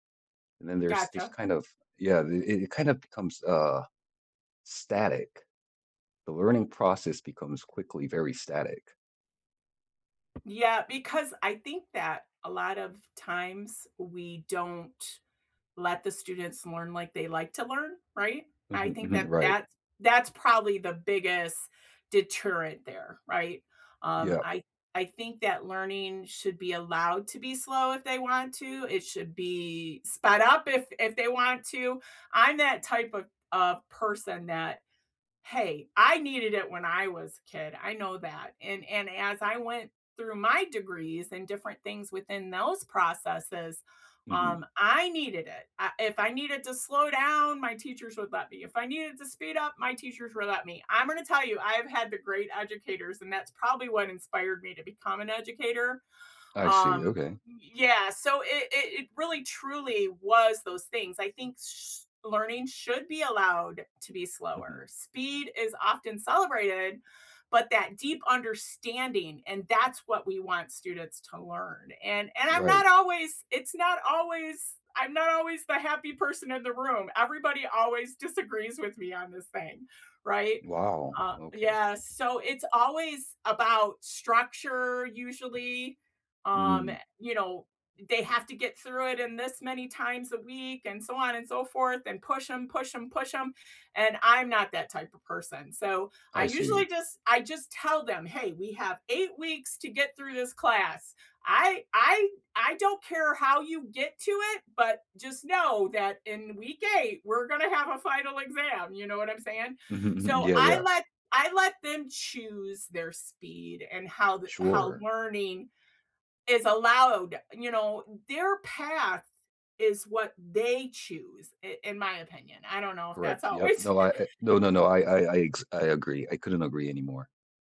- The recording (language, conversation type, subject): English, unstructured, What is one belief you hold that others might disagree with?
- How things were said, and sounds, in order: other background noise; stressed: "they"; laughing while speaking: "always"